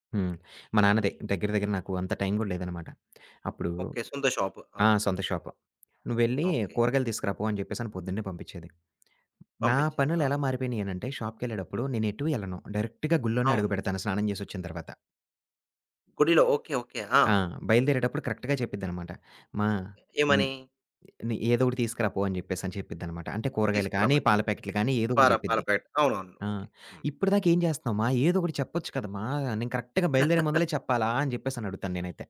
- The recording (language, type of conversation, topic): Telugu, podcast, ఇంటి పనులు మరియు ఉద్యోగ పనులను ఎలా సమతుల్యంగా నడిపిస్తారు?
- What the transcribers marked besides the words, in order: other background noise; in English: "షాప్‌కె‌ళ్ళేటప్పుడు"; in English: "డైరెక్ట్‌గా"; in English: "కరెక్ట్‌గా"; in English: "కరెక్ట్‌గా"; laugh